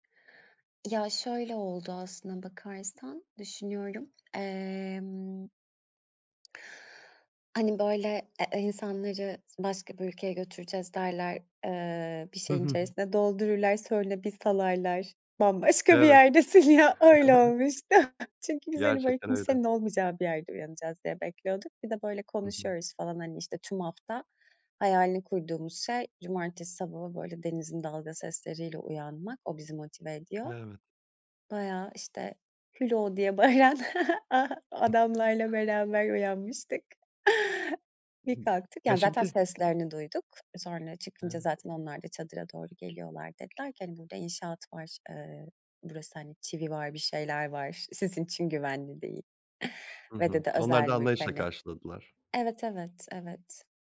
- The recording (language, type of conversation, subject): Turkish, podcast, Kamp yaparken başına gelen unutulmaz bir olayı anlatır mısın?
- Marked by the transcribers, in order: other background noise; tapping; chuckle; laughing while speaking: "Bambaşka bir yerdesin ya öyle olmuştu"; chuckle; laughing while speaking: "bağıran"; chuckle